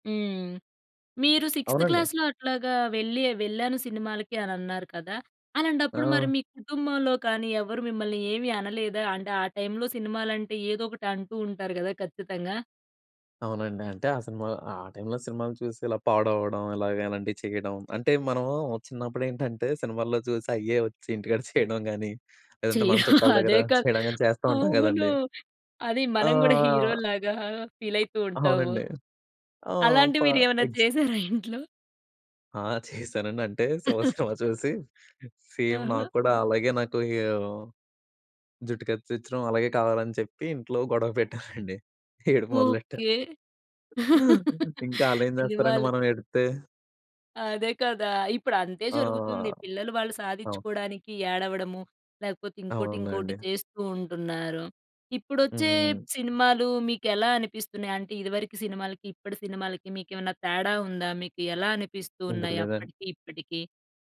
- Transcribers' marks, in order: in English: "సిక్స్థ్ క్లాస్‌లో"; other background noise; laughing while speaking: "చెయడం గానీ"; chuckle; tapping; laughing while speaking: "అలాంటియి మీరేవన్నా చేసారా ఇంట్లో?"; laughing while speaking: "చేశానండి. అంటే, 'శివ' సినిమా చూసి"; chuckle; in English: "సేమ్"; laughing while speaking: "పెట్టానండి, ఏడుపు మొదలెట్టా"; laugh
- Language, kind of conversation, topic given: Telugu, podcast, సినిమాలపై నీ ప్రేమ ఎప్పుడు, ఎలా మొదలైంది?